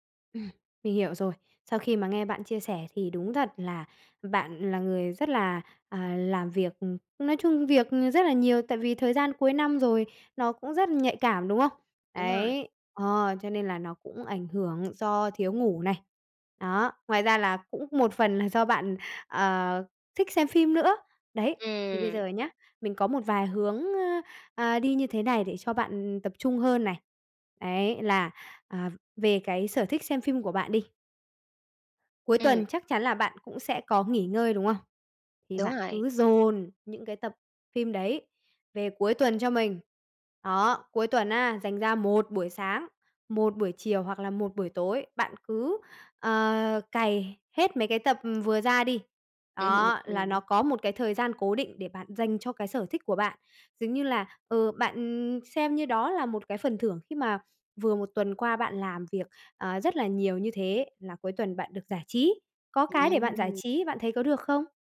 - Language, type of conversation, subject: Vietnamese, advice, Làm thế nào để giảm tình trạng mất tập trung do thiếu ngủ?
- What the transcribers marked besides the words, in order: tapping; other background noise; laughing while speaking: "Ừm"